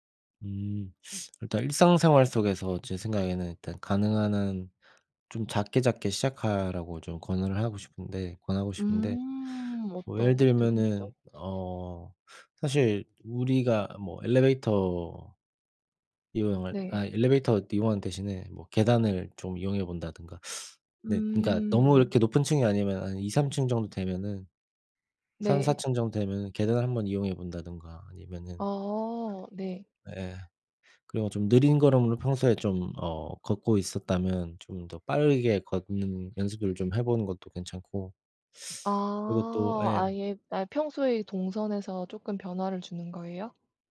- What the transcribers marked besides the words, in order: teeth sucking; teeth sucking; other background noise
- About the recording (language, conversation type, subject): Korean, unstructured, 운동을 시작하지 않으면 어떤 질병에 걸릴 위험이 높아질까요?